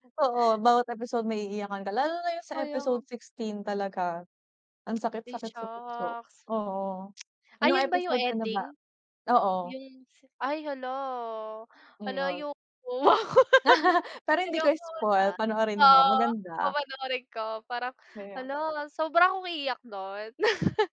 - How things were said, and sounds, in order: tapping; laugh
- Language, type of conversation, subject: Filipino, unstructured, Sino ang paborito mong artista o banda, at bakit?